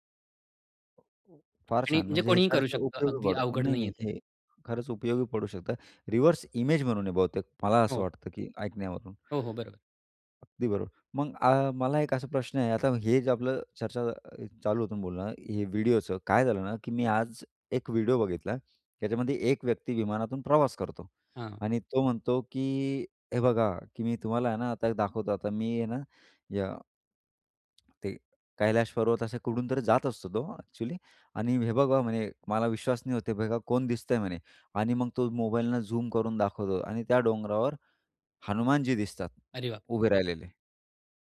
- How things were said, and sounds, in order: tapping; in English: "रिव्हर्स इमेज"
- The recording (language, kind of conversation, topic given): Marathi, podcast, ऑनलाइन खोटी माहिती तुम्ही कशी ओळखता?